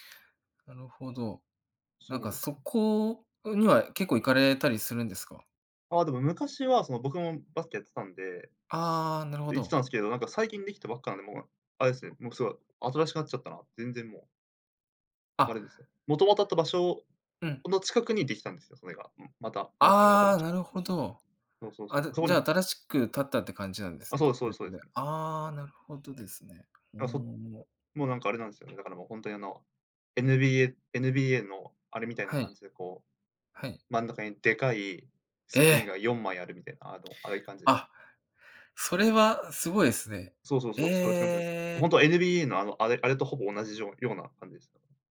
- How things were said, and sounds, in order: other background noise
- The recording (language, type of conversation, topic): Japanese, unstructured, 地域のおすすめスポットはどこですか？
- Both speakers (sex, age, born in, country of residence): male, 20-24, Japan, Japan; male, 30-34, Japan, Japan